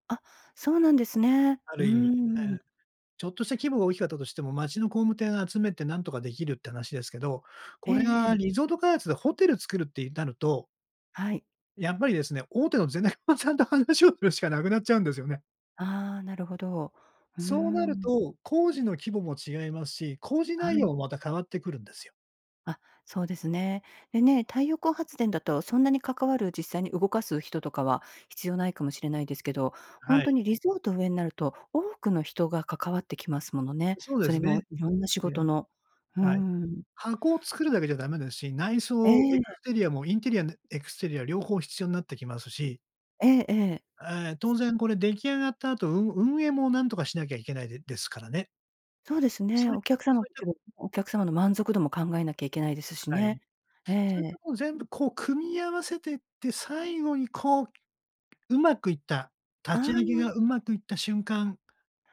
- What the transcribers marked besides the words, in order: laughing while speaking: "ゼネコンさんと話をするしか"; other background noise; other noise; unintelligible speech
- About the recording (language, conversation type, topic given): Japanese, podcast, 仕事で『これが自分だ』と感じる瞬間はありますか？